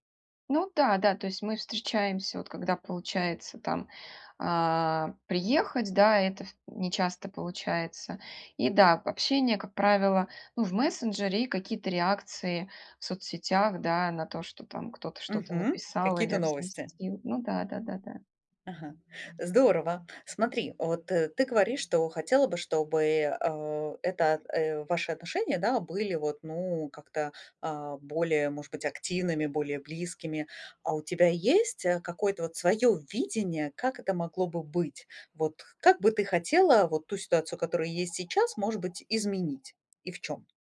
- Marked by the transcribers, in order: tapping; other background noise
- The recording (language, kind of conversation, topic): Russian, advice, Почему я отдаляюсь от старых друзей?